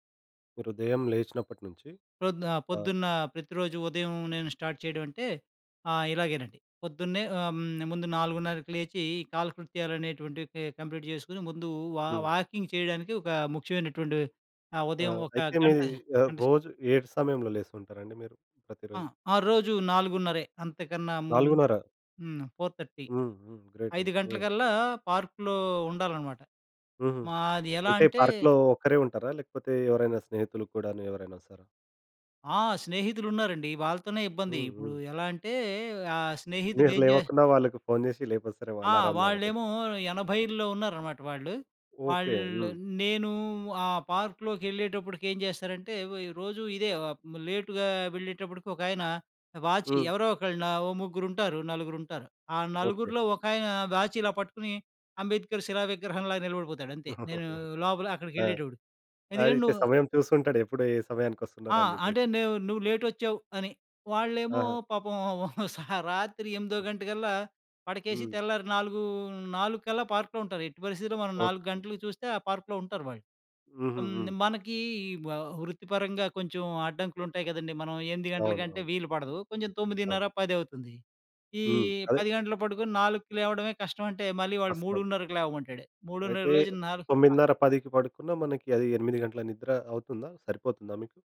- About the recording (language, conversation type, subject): Telugu, podcast, మీ ఇంట్లో ఉదయపు సంప్రదాయం ఎలా ఉంటుందో చెప్పగలరా?
- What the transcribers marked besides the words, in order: other street noise; in English: "స్టార్ట్"; in English: "కె కంప్లీట్"; in English: "వా వాకింగ్"; other background noise; in English: "ఫోర్ థర్టీ"; in English: "గ్రేట్"; in English: "పార్క్‌లో"; in English: "పార్క్‌లో"; chuckle; chuckle; in English: "పార్క్‌లో"; in English: "పార్క్‌లో"